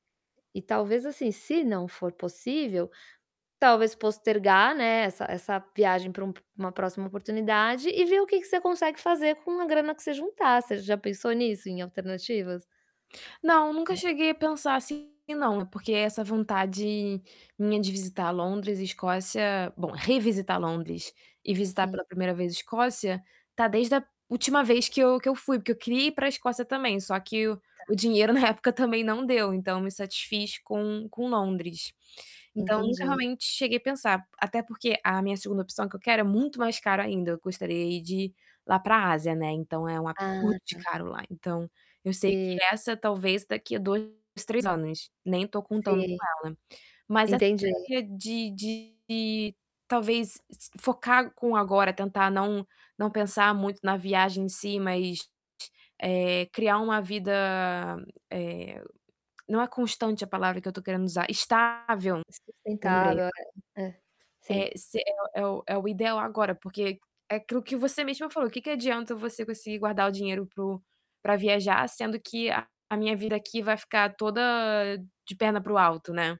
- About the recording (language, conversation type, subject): Portuguese, advice, Como posso viajar com um orçamento muito apertado?
- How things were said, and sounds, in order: tapping; static; distorted speech; unintelligible speech